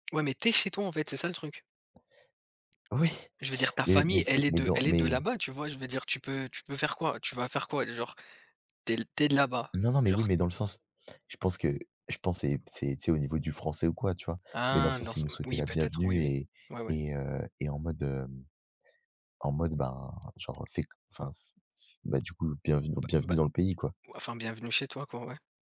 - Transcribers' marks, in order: tapping; other background noise
- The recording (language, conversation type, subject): French, unstructured, As-tu déjà été en colère à cause d’un conflit familial ?